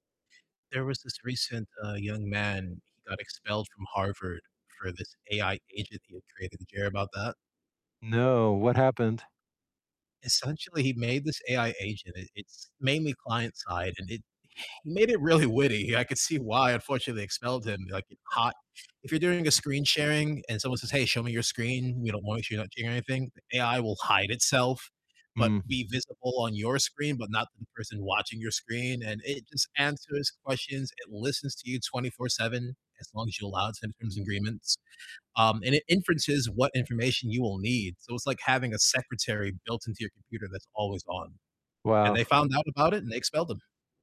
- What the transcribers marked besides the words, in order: distorted speech; laughing while speaking: "really witty"
- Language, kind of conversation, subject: English, unstructured, How do you think technology changes the way we learn?
- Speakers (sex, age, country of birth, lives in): male, 20-24, United States, United States; male, 50-54, United States, United States